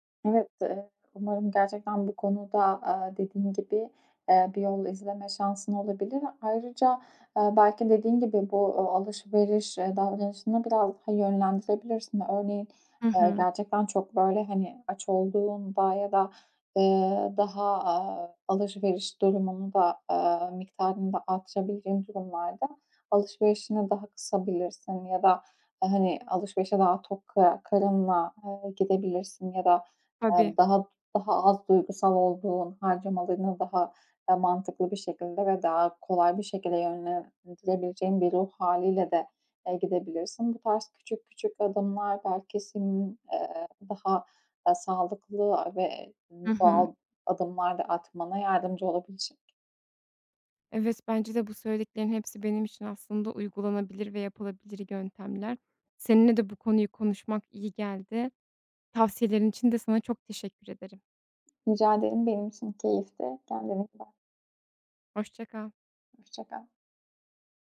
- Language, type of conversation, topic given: Turkish, advice, Stresliyken duygusal yeme davranışımı kontrol edemiyorum
- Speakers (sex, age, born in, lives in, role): female, 25-29, Turkey, Hungary, advisor; female, 30-34, Turkey, Netherlands, user
- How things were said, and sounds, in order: unintelligible speech; other background noise